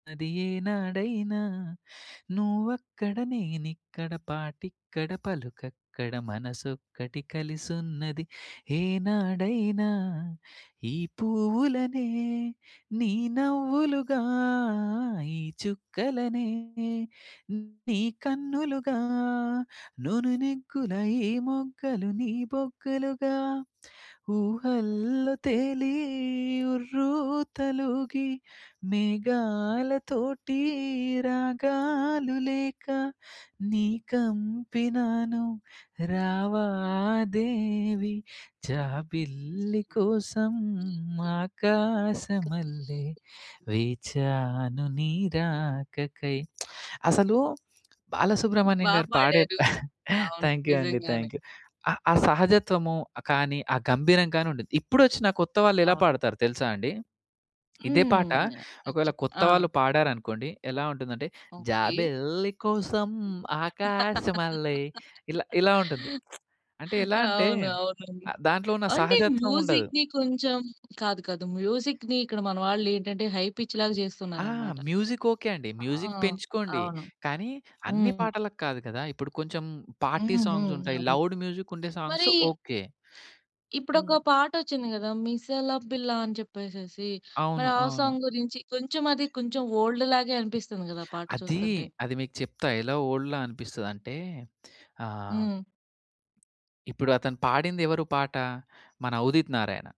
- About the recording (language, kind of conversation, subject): Telugu, podcast, పాత పాటలను కొత్త పాటలతో కలిపి కొత్తగా రూపొందించాలనే ఆలోచన వెనుక ఉద్దేశం ఏమిటి?
- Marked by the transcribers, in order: other background noise; singing: "అది ఏనాడైనా నువ్వక్కడ నేనిక్కడ పాటిక్కడ … వేచాను నీ రాకకై"; giggle; in English: "థ్యాంక్ యూ"; background speech; in English: "థ్యాంక్ యూ"; singing: "జాబెల్లి కోసం ఆకాశమల్లె"; laugh; lip smack; in English: "మ్యూజిక్‌ని"; in English: "మ్యూజిక్‌ని"; in English: "మ్యూజిక్"; in English: "హై పిచ్‌లాగా"; in English: "మ్యూజిక్"; in English: "పార్టీ"; in English: "లౌడ్ మ్యూజిక్"; tapping; in English: "సాంగ్స్"; in English: "సాంగ్"; in English: "ఓల్డ్‌లాగే"; in English: "ఓల్డ్‌ల"